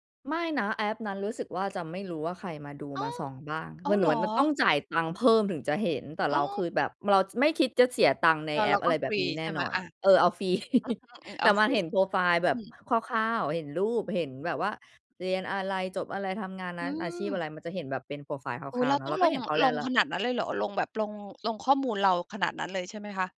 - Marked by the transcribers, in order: surprised: "อ้าว อ้าวเหรอ ?"; chuckle
- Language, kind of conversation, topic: Thai, podcast, คุณคิดอย่างไรเกี่ยวกับการออกเดทผ่านแอปเมื่อเทียบกับการเจอแบบธรรมชาติ?